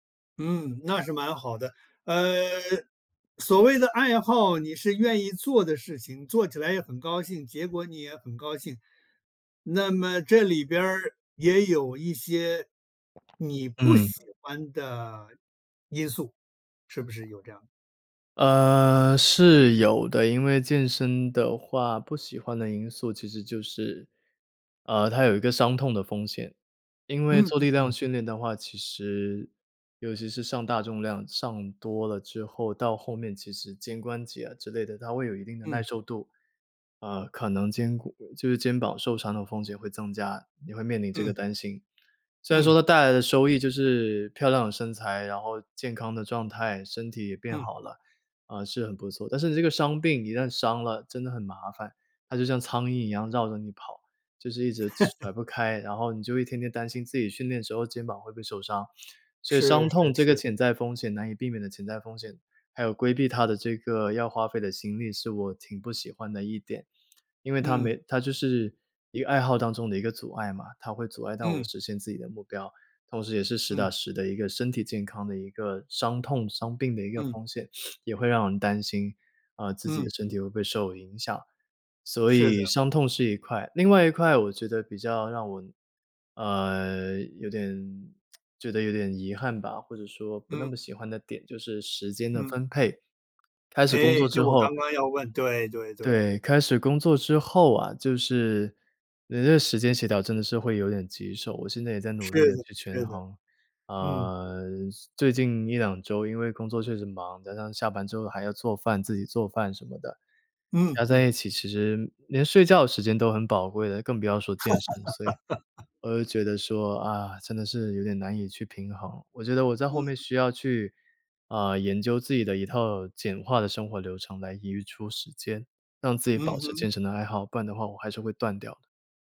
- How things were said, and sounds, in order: other background noise; tapping; laugh; sniff; tsk; laugh
- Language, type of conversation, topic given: Chinese, podcast, 重拾爱好的第一步通常是什么？